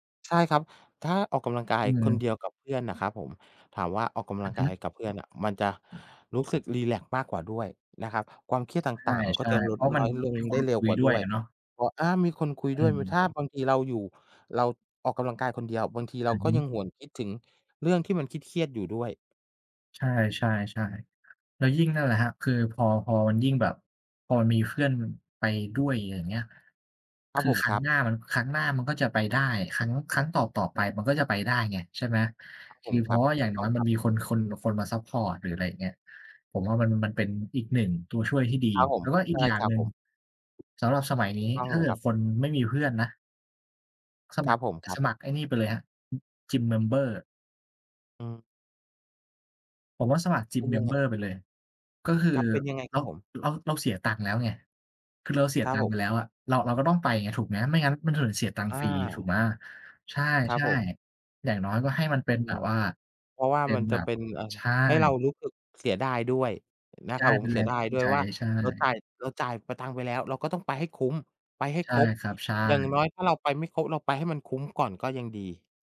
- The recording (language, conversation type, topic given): Thai, unstructured, การออกกำลังกายช่วยลดความเครียดได้จริงไหม?
- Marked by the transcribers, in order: tapping; in English: "Gym member"; in English: "Gym member"